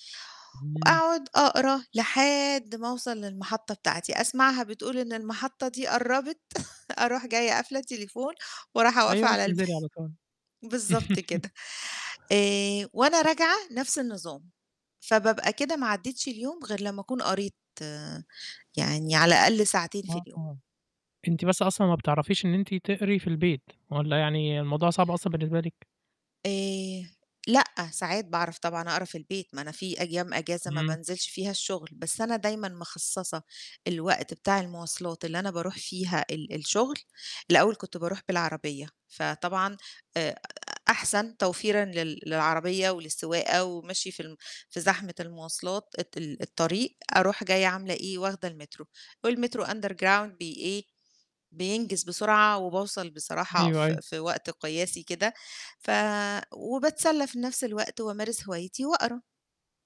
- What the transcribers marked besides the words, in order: static; chuckle; chuckle; unintelligible speech; in English: "Underground"
- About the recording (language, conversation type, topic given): Arabic, podcast, إزاي بتوازن بين شغلك وهواياتك؟